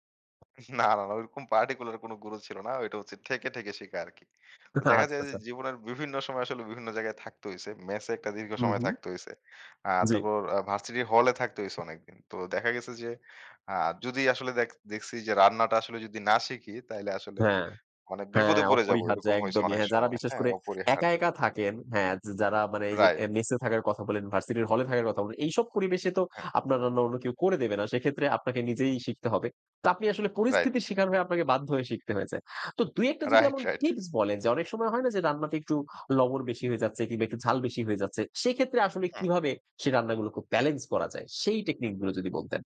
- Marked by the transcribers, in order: laughing while speaking: "না, না, না"; in English: "particular"; laughing while speaking: "আচ্ছা, আচ্ছা, আচ্ছা"; other background noise
- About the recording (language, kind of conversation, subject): Bengali, podcast, অল্প সময়ে সুস্বাদু খাবার বানানোর কী কী টিপস আছে?